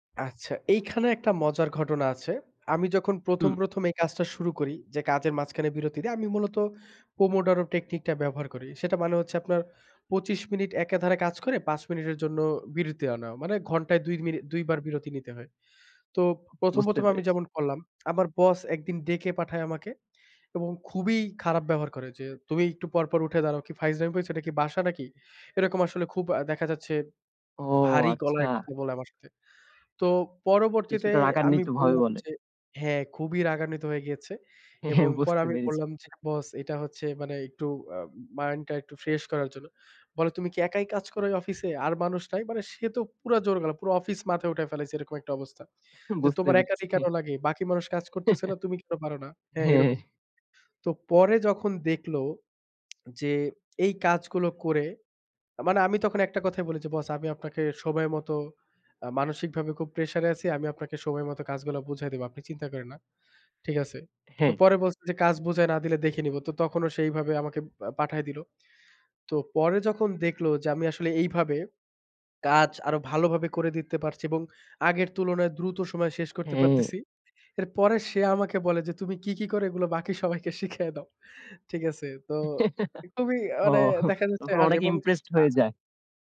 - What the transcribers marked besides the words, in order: laughing while speaking: "তখন অনেকেই ইমপ্রেসড হয়ে যায়"
- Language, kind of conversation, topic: Bengali, podcast, ছোট বিরতি কীভাবে আপনার কাজের প্রবাহ বদলে দেয়?